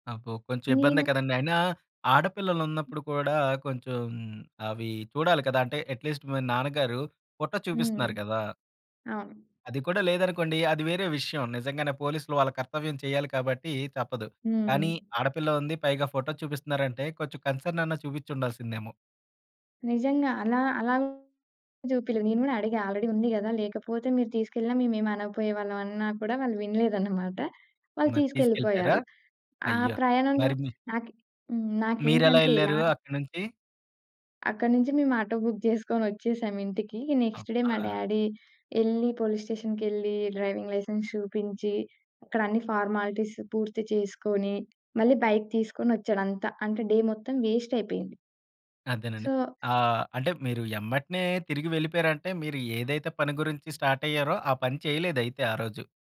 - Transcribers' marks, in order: in English: "ఎట్‌లీస్ట్"; in English: "కన్సర్న్"; in English: "ఆల్రెడీ"; in English: "బుక్"; in English: "నెక్స్ట్ డే"; in English: "డ్యాడీ"; in English: "పోలీస్ స్టేషన్‌కెళ్లి డ్రైవింగ్ లైసెన్స్"; in English: "ఫార్మాలిటీస్"; in English: "బైక్"; in English: "డే"; in English: "సో"
- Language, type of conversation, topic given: Telugu, podcast, ప్రయాణాల ద్వారా మీరు నేర్చుకున్న అత్యంత ముఖ్యమైన జీవన పాఠం ఏమిటి?